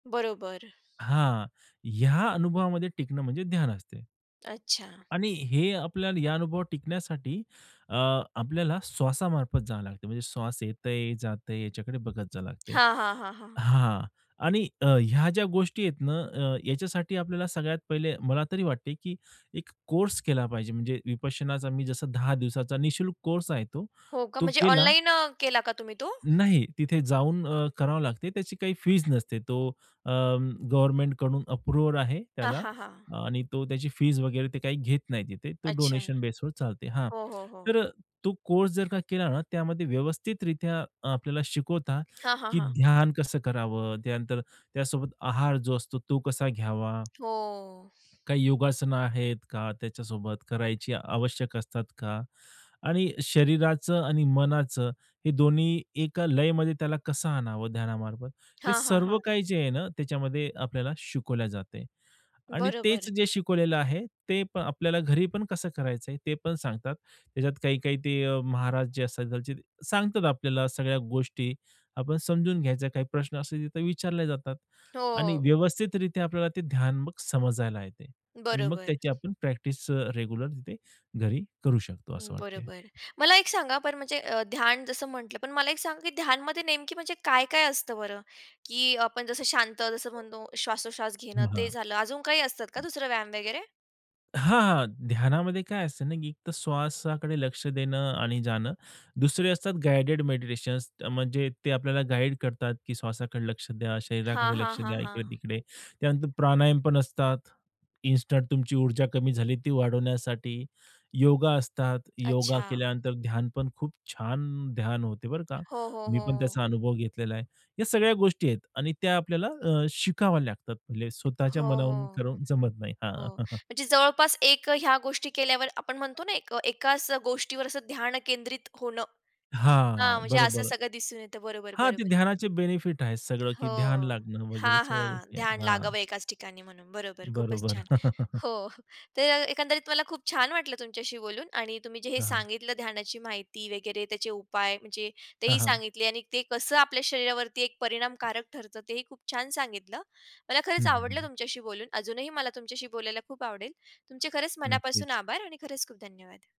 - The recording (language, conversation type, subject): Marathi, podcast, तुम्ही ध्यान कधी आणि कशामुळे सुरू केले?
- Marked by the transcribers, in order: tapping; other background noise; unintelligible speech; other noise; dog barking; unintelligible speech; chuckle; chuckle